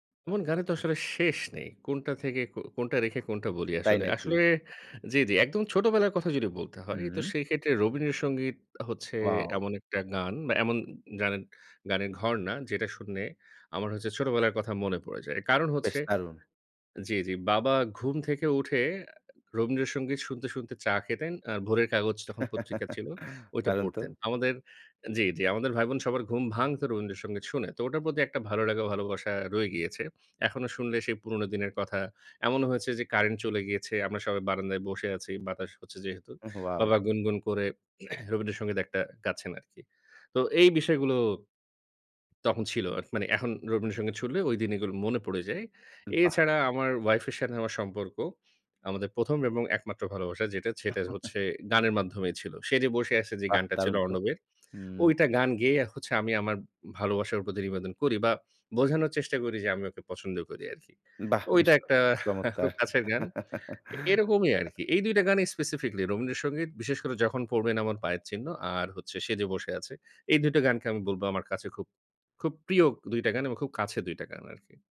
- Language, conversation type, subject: Bengali, podcast, কোন গান শুনলে তোমার পুরোনো স্মৃতি ফিরে আসে, আর তখন তোমার কেমন লাগে?
- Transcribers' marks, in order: other background noise; chuckle; chuckle; throat clearing; tapping; chuckle; chuckle; in English: "স্পেসিফিকলি"; chuckle